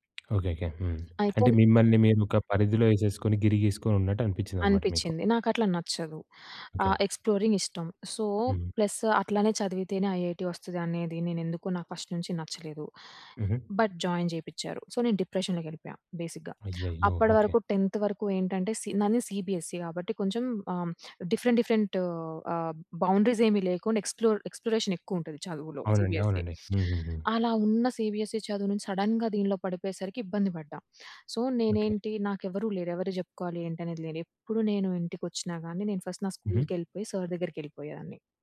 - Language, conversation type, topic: Telugu, podcast, మీకు నిజంగా సహాయమిచ్చిన ఒక సంఘటనను చెప్పగలరా?
- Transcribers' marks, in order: tapping; in English: "ఎక్స్‌ప్లోరింగ్"; in English: "సో"; in English: "ఐఐటీ"; in English: "ఫస్ట్"; in English: "బట్, జాయిన్"; in English: "సో"; in English: "బేసిక్‌గా"; in English: "టెన్త్"; in English: "సీబీఎస్ఈ"; in English: "డిఫరెంట్"; in English: "సీబీఎస్ఈ"; in English: "సీబీఎస్ఈ"; in English: "సడెన్‌గా"; in English: "సో"; in English: "ఫస్ట్"; in English: "సర్"